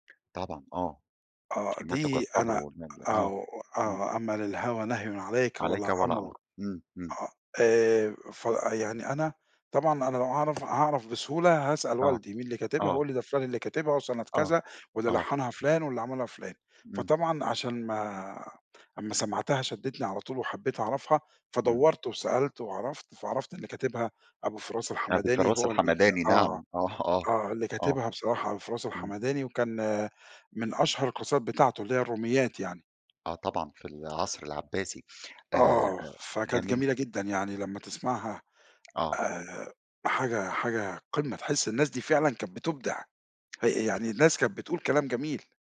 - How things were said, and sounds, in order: unintelligible speech; tapping; laughing while speaking: "آه"; unintelligible speech
- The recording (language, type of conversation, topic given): Arabic, podcast, إيه هي الأغاني اللي عمرك ما بتملّ تسمعها؟